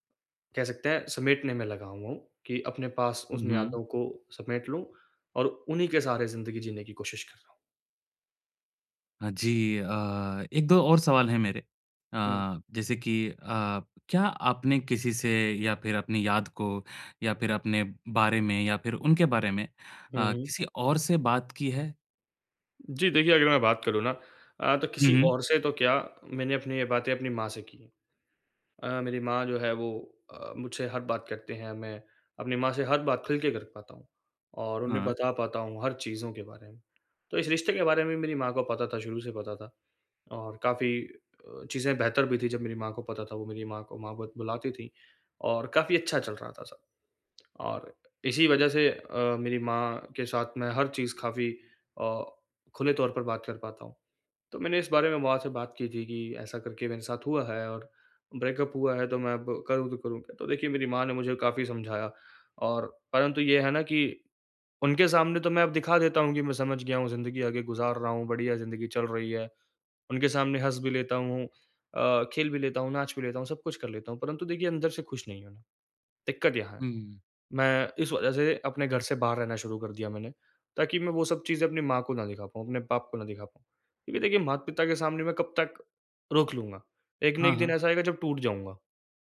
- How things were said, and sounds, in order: in English: "ब्रेकअप"
- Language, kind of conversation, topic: Hindi, advice, टूटे रिश्ते के बाद मैं आत्मिक शांति कैसे पा सकता/सकती हूँ और नई शुरुआत कैसे कर सकता/सकती हूँ?